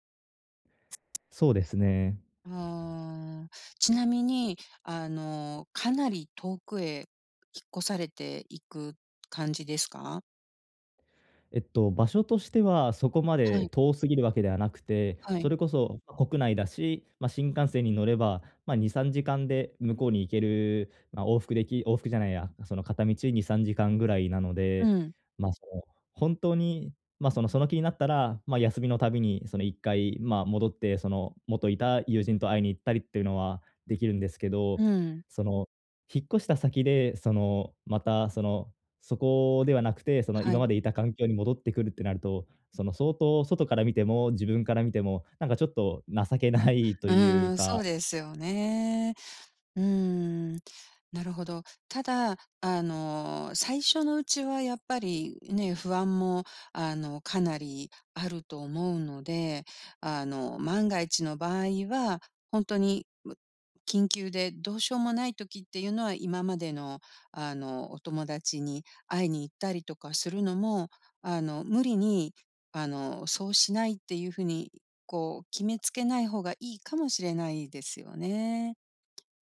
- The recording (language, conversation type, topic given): Japanese, advice, 慣れた環境から新しい生活へ移ることに不安を感じていますか？
- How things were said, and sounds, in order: other noise; tapping